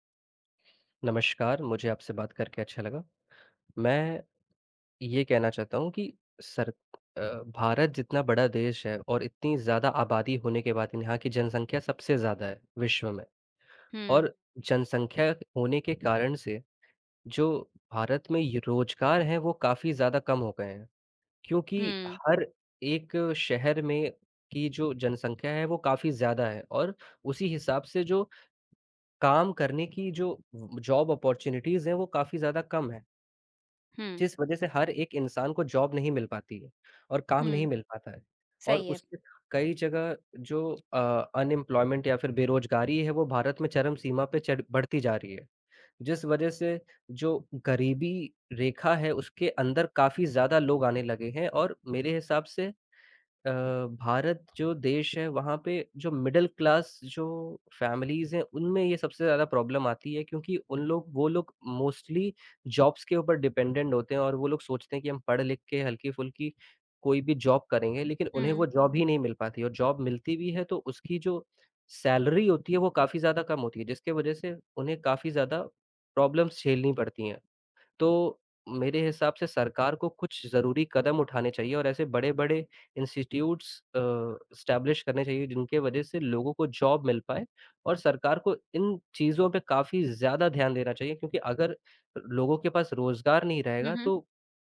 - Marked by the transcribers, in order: tapping; in English: "जॉब ऑपर्च्युनिटीज़"; in English: "जॉब"; in English: "अनइम्प्लॉयमेंट"; in English: "मिडल क्लास"; in English: "फैमिलीज़"; in English: "प्रॉब्लम"; in English: "प्रॉब्लम मोस्टली जॉब्स"; in English: "डिपेंडेंट"; in English: "जॉब"; in English: "जॉब"; in English: "जॉब"; in English: "सैलरी"; in English: "प्रॉब्लम्स"; in English: "इंस्टीट्यूट्स"; in English: "एस्टैब्लिश"; in English: "जॉब"
- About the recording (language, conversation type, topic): Hindi, unstructured, सरकार को रोजगार बढ़ाने के लिए कौन से कदम उठाने चाहिए?